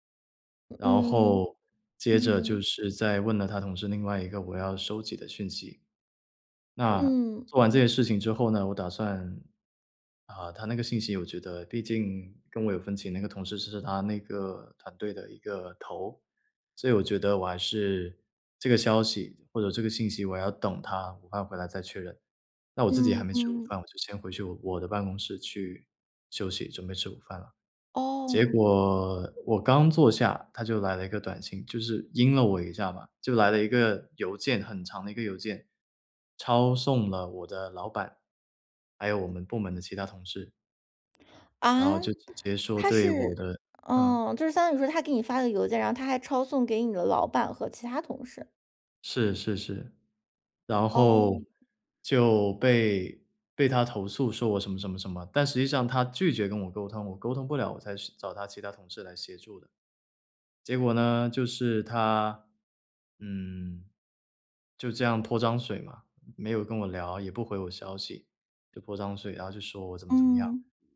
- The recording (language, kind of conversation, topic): Chinese, podcast, 团队里出现分歧时你会怎么处理？
- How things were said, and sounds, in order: tapping; other background noise